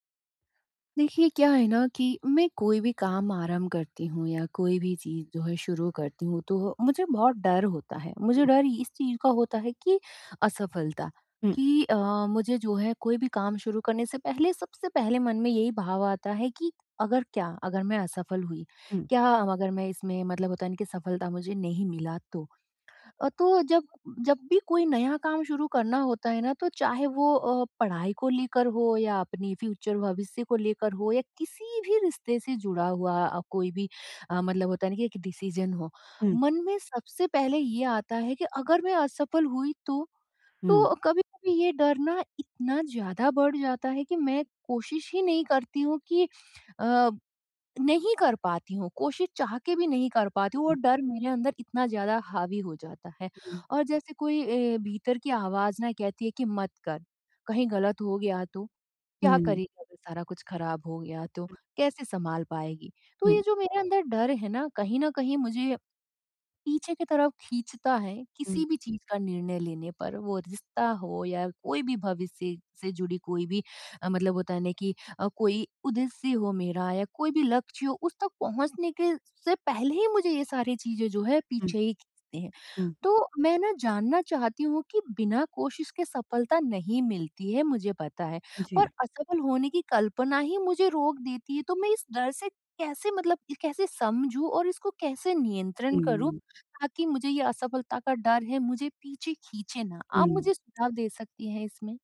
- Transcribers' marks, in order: in English: "फ्यूचर"; in English: "डिसीजन"; tapping
- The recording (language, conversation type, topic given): Hindi, advice, असफलता के डर को नियंत्रित करना